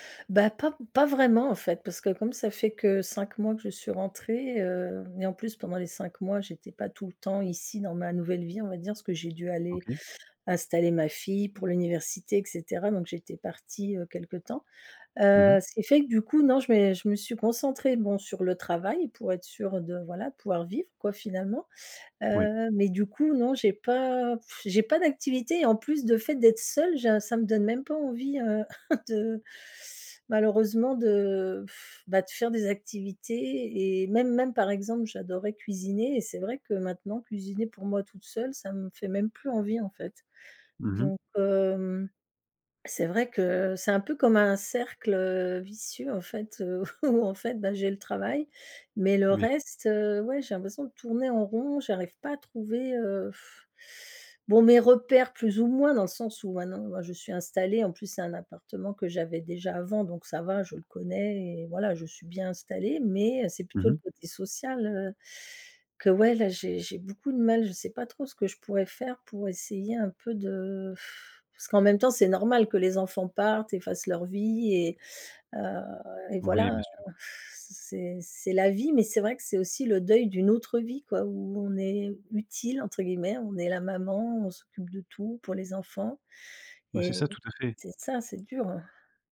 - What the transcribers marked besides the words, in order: chuckle; teeth sucking; laughing while speaking: "où"; blowing; blowing; tapping
- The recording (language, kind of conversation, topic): French, advice, Comment expliquer ce sentiment de vide malgré votre succès professionnel ?